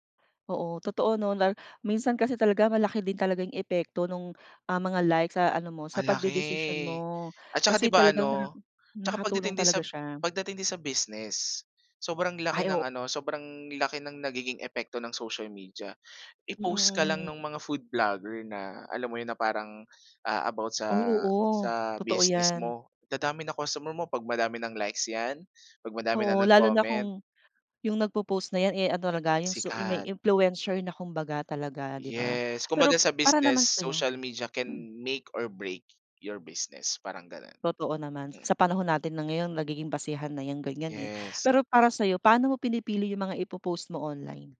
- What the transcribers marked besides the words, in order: none
- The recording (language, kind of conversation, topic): Filipino, podcast, Paano nakaaapekto ang mga like sa iyong damdamin at mga pasya?